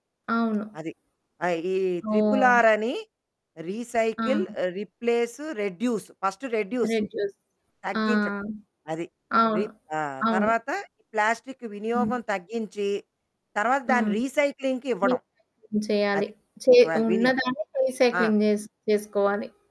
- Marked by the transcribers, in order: in English: "త్రిపులార్"; in English: "రీసైకిల్ రీప్లేస్ రెడ్యూస్. ఫస్ట్ రెడ్యూస్"; other background noise; in English: "రెడ్యూస్"; in English: "రీసైక్లింగ్‌కి"; distorted speech; in English: "రీసైక్లింగ్"; in English: "రీసైక్లింగ్"
- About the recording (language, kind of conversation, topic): Telugu, podcast, ప్లాస్టిక్ వాడకాన్ని తగ్గించడానికి మనలో పెంపొందించుకోవాల్సిన సద్గుణాలు ఏవని మీరు భావిస్తున్నారు?